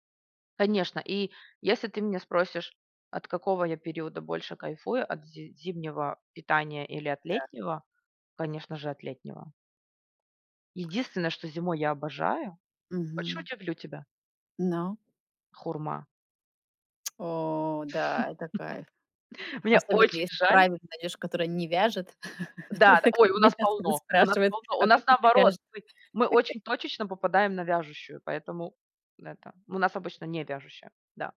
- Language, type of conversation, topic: Russian, podcast, Как сезонность влияет на наш рацион и блюда?
- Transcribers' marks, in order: tsk; laugh; chuckle; laughing while speaking: "Как мне щас будут спрашивать: А как это вяжет?"; laugh; other background noise